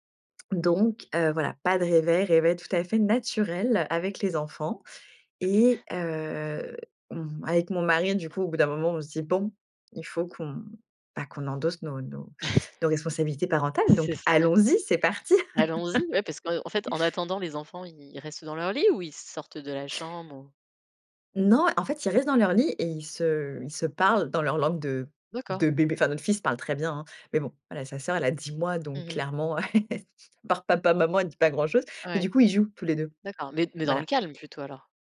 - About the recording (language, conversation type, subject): French, podcast, Comment vous organisez-vous les matins où tout doit aller vite avant l’école ?
- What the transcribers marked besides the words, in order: stressed: "naturel"; other background noise; chuckle; laughing while speaking: "C'est ça"; stressed: "allons-y, c'est parti"; stressed: "Allons-y"; chuckle; chuckle